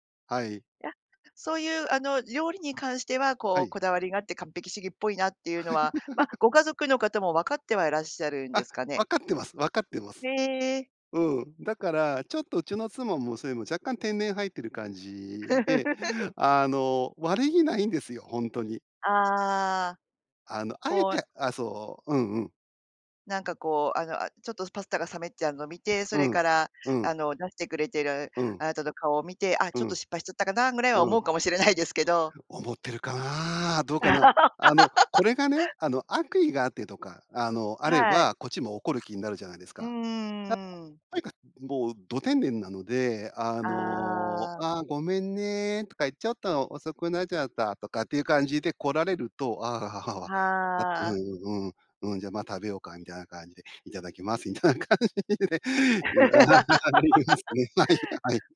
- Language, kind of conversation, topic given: Japanese, podcast, 完璧主義とどう付き合っていますか？
- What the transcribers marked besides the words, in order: laugh; laugh; unintelligible speech; laughing while speaking: "しれないですけど"; laugh; put-on voice: "あ、ごめんね"; put-on voice: "ちょっと遅くなちゃた"; laughing while speaking: "みたいな感じで"; laugh; other noise